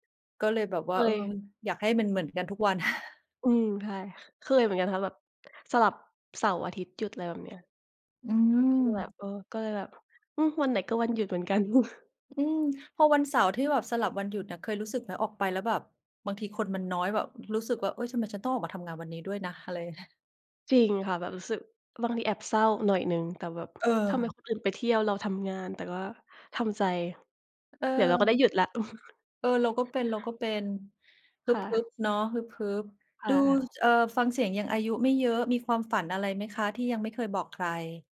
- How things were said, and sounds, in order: chuckle; chuckle; chuckle; other background noise
- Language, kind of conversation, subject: Thai, unstructured, ความฝันอะไรที่คุณยังไม่กล้าบอกใคร?